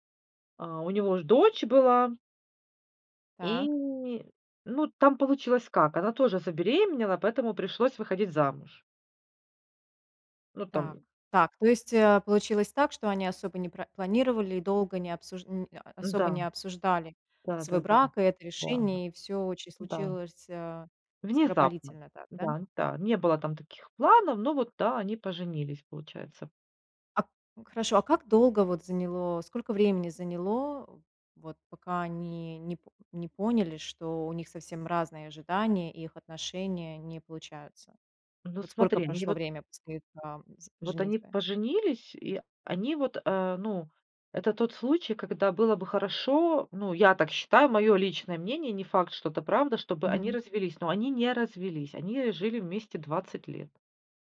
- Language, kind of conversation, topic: Russian, podcast, Что делать, если у партнёров разные ожидания?
- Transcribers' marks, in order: none